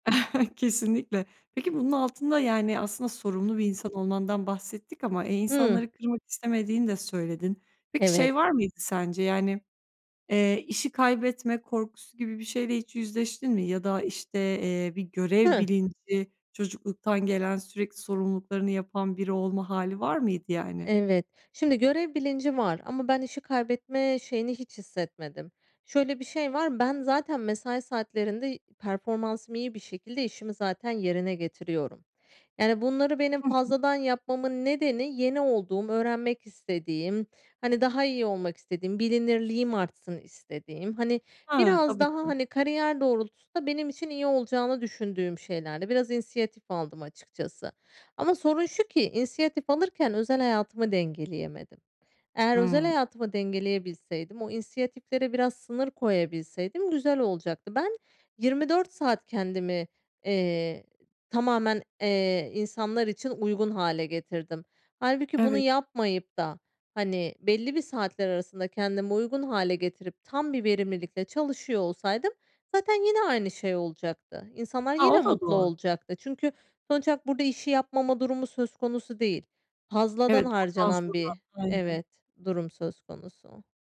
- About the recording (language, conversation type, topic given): Turkish, podcast, Mesai sonrası e-postalara yanıt vermeyi nasıl sınırlandırırsın?
- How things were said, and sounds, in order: chuckle; other background noise; "inisiyatif" said as "insiyatif"; "inisiyatif" said as "insiyatif"; "inisiyatiflere" said as "insiyatiflere"